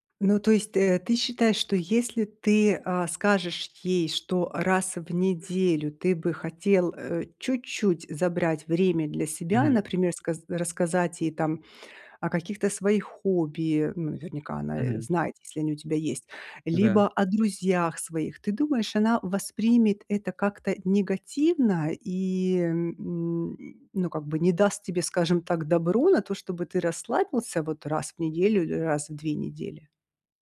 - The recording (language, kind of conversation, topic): Russian, advice, Как мне сочетать семейные обязанности с личной жизнью и не чувствовать вины?
- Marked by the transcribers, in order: none